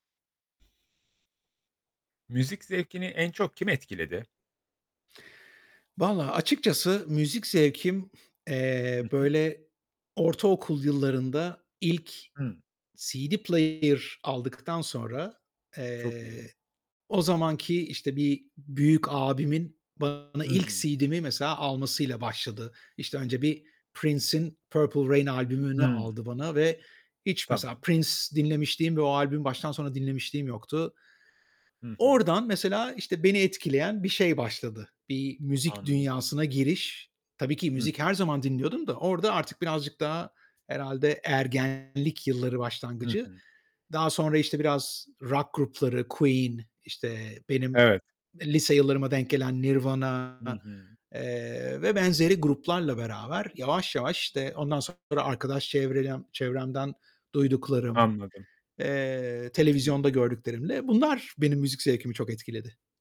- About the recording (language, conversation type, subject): Turkish, podcast, Müzik zevkini en çok kim etkiledi?
- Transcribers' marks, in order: static; tapping; in English: "player"; distorted speech